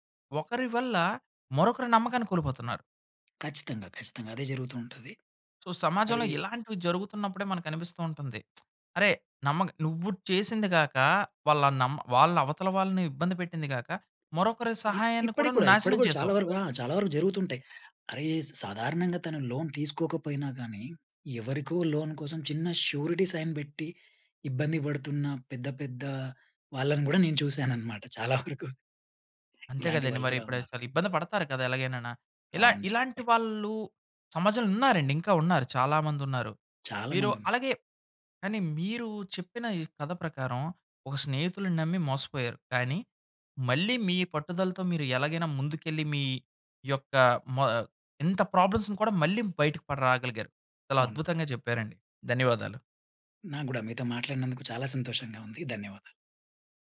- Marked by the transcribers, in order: in English: "సో"; lip smack; in English: "లోన్"; in English: "లోన్"; in English: "షురిటీ సైన్"; other background noise; in English: "ప్రాబ్లమ్స్‌ని"
- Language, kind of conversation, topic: Telugu, podcast, విఫలమైన తర్వాత మీరు తీసుకున్న మొదటి చర్య ఏమిటి?